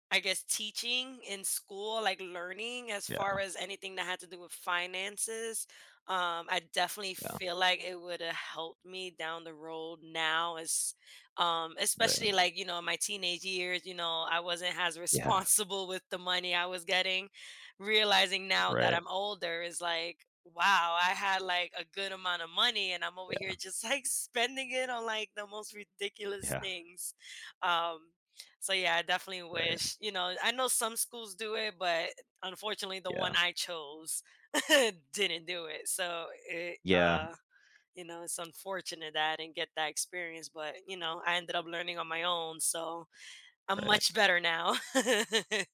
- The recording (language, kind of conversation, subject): English, unstructured, How do early financial habits shape your future decisions?
- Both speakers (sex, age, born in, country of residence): female, 35-39, United States, United States; male, 20-24, United States, United States
- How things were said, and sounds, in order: tapping; laughing while speaking: "Yeah"; laughing while speaking: "responsible"; laughing while speaking: "like"; laughing while speaking: "Yeah"; chuckle; laugh